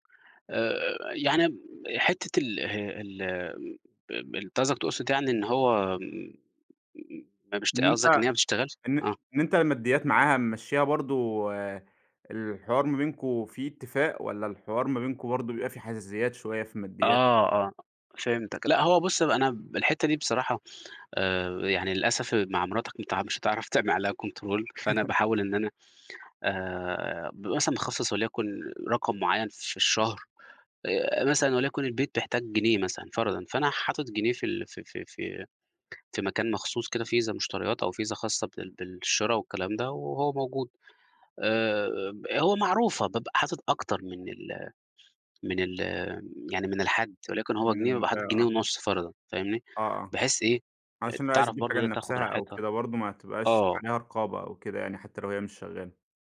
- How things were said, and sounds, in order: tapping; unintelligible speech; in English: "control"; laugh; unintelligible speech
- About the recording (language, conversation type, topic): Arabic, podcast, إزاي تحط حدود مالية واضحة مع قرايبك من غير إحراج؟